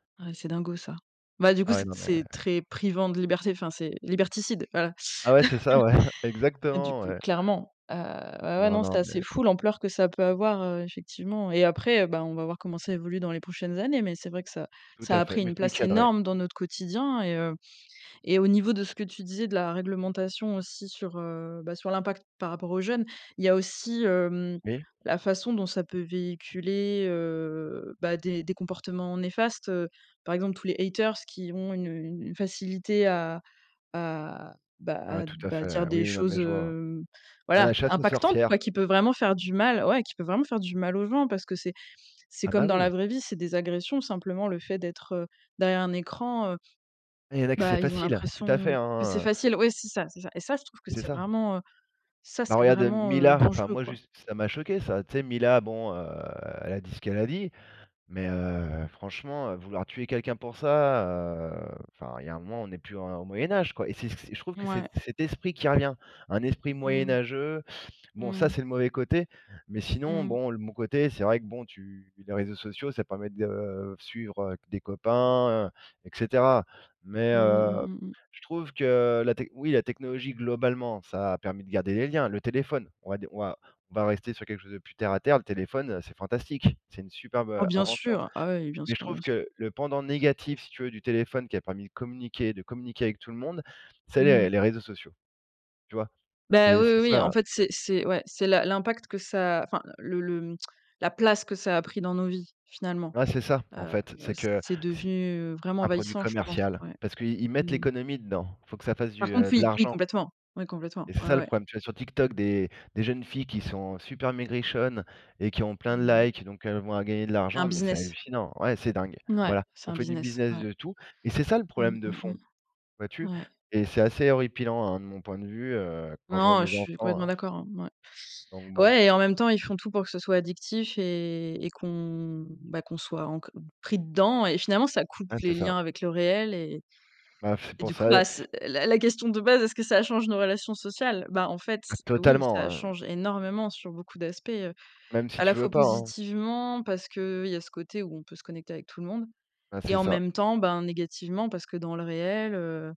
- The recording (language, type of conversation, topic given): French, unstructured, Comment la technologie change-t-elle nos relations sociales aujourd’hui ?
- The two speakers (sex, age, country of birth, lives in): female, 30-34, France, France; male, 40-44, France, France
- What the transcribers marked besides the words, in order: stressed: "liberticide"; chuckle; stressed: "énorme"; in English: "haters"; drawn out: "heu"; stressed: "place"; unintelligible speech; blowing; stressed: "totalement"; stressed: "énormément"